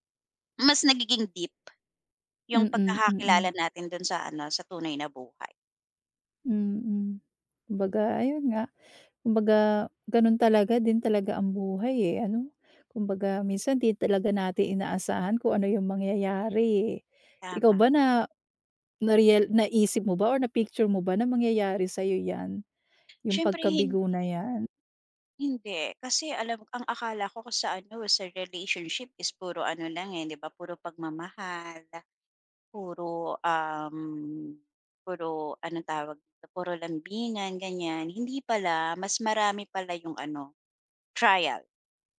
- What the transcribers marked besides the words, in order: none
- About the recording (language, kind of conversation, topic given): Filipino, podcast, Ano ang nag-udyok sa iyo na baguhin ang pananaw mo tungkol sa pagkabigo?